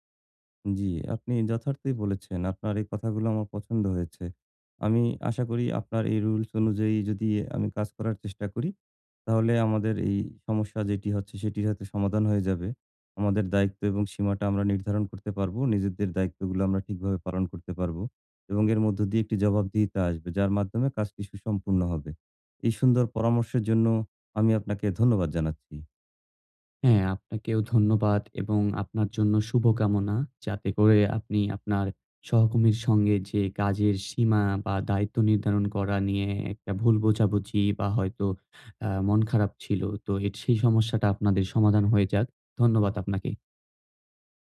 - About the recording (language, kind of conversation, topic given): Bengali, advice, সহকর্মীর সঙ্গে কাজের সীমা ও দায়িত্ব কীভাবে নির্ধারণ করা উচিত?
- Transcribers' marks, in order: none